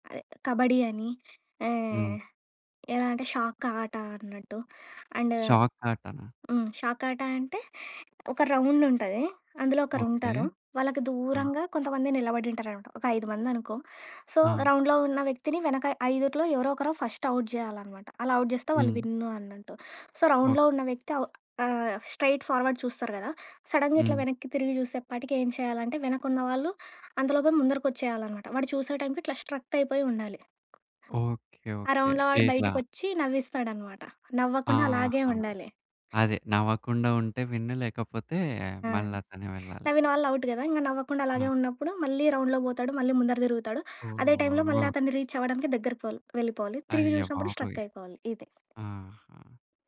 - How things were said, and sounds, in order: in English: "షాక్"; in English: "అండ్"; in English: "రౌండ్"; in English: "షాక్"; in English: "సో, రౌండ్‌లో"; in English: "ఫస్ట్ ఔట్"; in English: "ఔట్"; in English: "సో, రౌండ్‌లో"; in English: "స్ట్రెయిట్ ఫార్వర్డ్"; in English: "సడన్‌గా"; in English: "స్ట్రక్ట్"; other background noise; in English: "రౌండ్‌లో"; in English: "ఔట్"; in English: "రౌండ్‌లోకి"; in English: "రీచ్"; in English: "స్ట్రక్"; other noise
- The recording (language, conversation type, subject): Telugu, podcast, చిన్నప్పట్లో మీకు అత్యంత ఇష్టమైన ఆట ఏది?